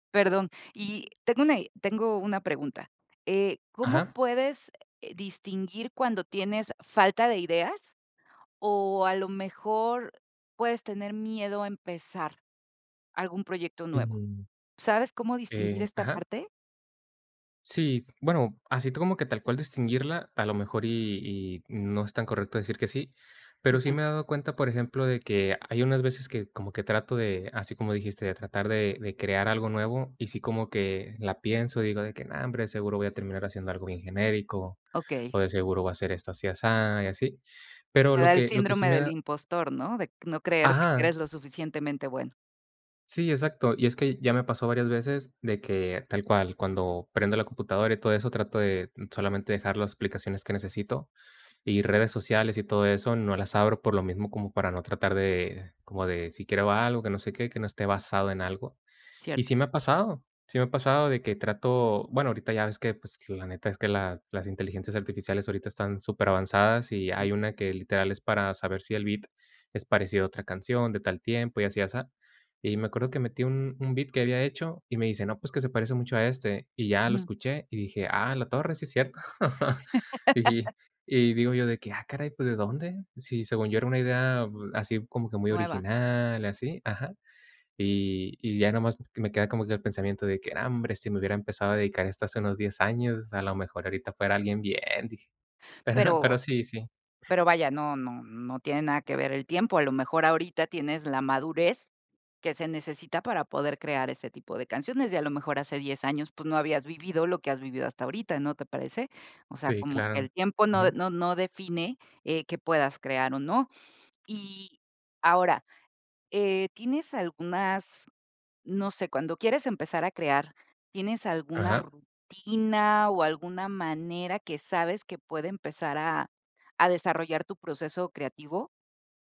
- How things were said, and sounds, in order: chuckle; laugh; laughing while speaking: "cierto. Y"; chuckle; laughing while speaking: "Pero"
- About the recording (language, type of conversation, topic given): Spanish, podcast, ¿Qué haces cuando te bloqueas creativamente?